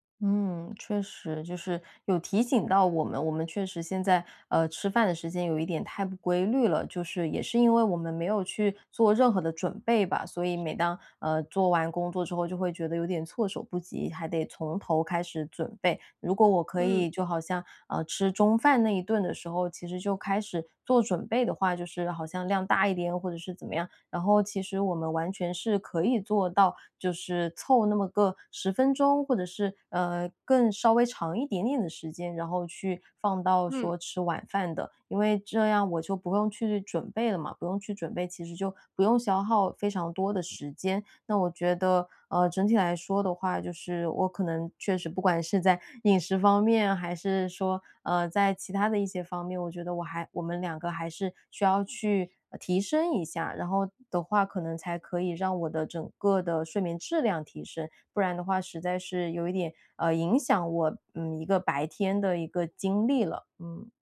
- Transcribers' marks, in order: none
- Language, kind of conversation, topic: Chinese, advice, 怎样通过调整饮食来改善睡眠和情绪？
- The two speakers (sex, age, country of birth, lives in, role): female, 30-34, China, Japan, user; female, 30-34, China, United States, advisor